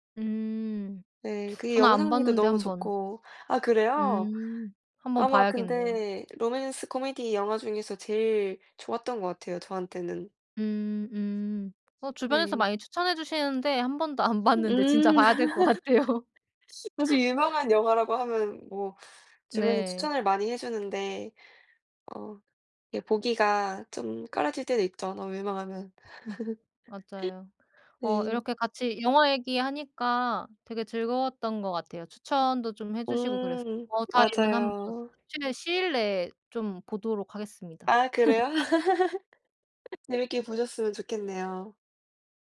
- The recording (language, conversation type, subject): Korean, unstructured, 최근에 본 영화 중에서 특히 기억에 남는 작품이 있나요?
- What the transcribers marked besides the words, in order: other background noise; laugh; laughing while speaking: "같아요"; laugh; laugh; laugh